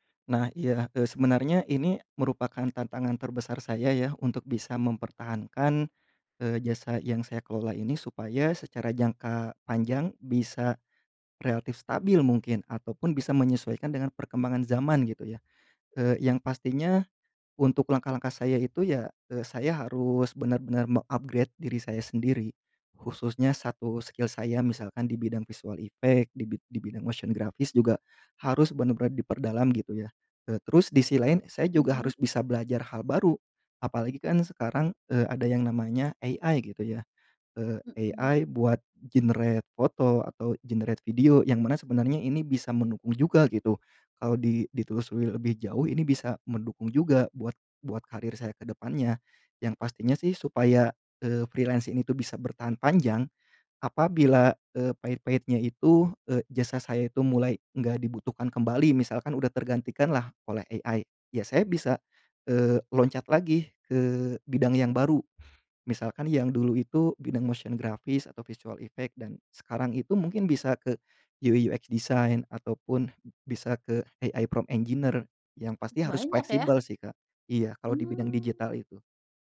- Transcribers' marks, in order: in English: "meng-upgrade"; in English: "visual effect"; in English: "motion"; in English: "AI"; in English: "AI"; in English: "generate"; in English: "generate"; in English: "freelance"; in English: "AI"; other background noise; in English: "motion"; in English: "visual effect"; in English: "AI prompt engineer"
- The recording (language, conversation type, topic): Indonesian, podcast, Apa keputusan karier paling berani yang pernah kamu ambil?